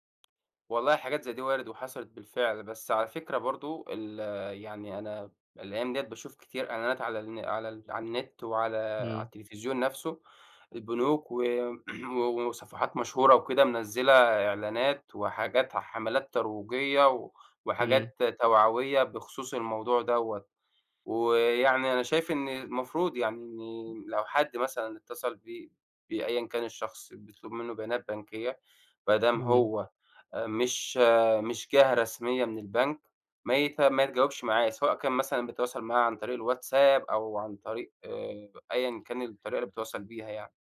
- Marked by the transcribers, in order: tapping; throat clearing; other background noise
- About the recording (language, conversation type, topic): Arabic, podcast, إزاي تحمي نفسك من النصب على الإنترنت؟